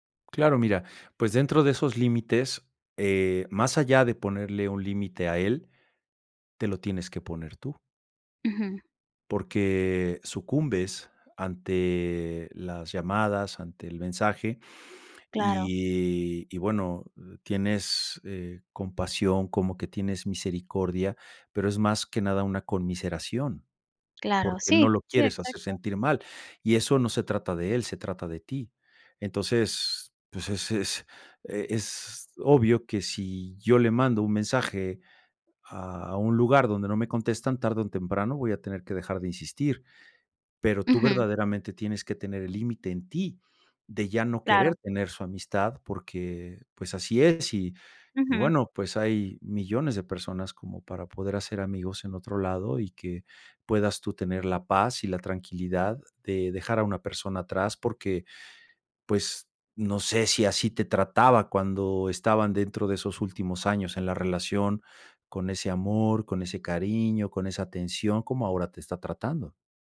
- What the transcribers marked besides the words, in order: none
- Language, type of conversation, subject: Spanish, advice, ¿Cómo puedo poner límites claros a mi ex que quiere ser mi amigo?